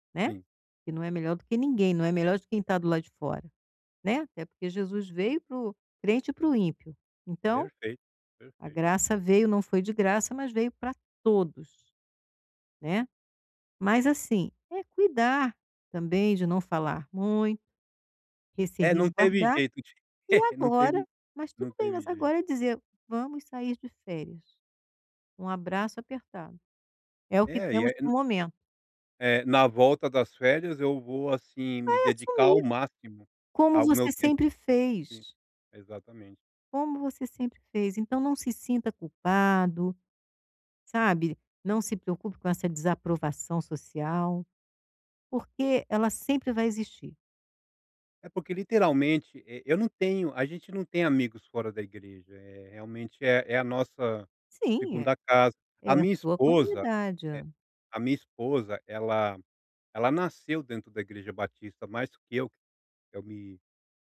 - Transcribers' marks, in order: chuckle
- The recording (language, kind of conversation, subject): Portuguese, advice, Como posso lidar com a desaprovação dos outros em relação às minhas escolhas?